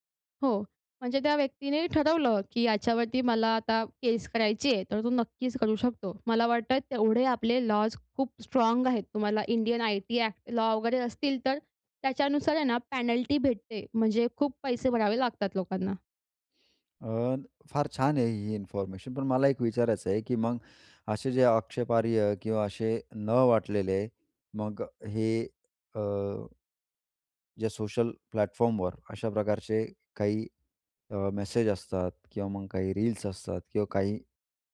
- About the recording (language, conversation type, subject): Marathi, podcast, तरुणांची ऑनलाइन भाषा कशी वेगळी आहे?
- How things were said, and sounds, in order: in English: "इंडियन आयटी ॲक्ट लॉ"; in English: "पॅनल्टी"; in English: "प्लॅटफॉर्मवर"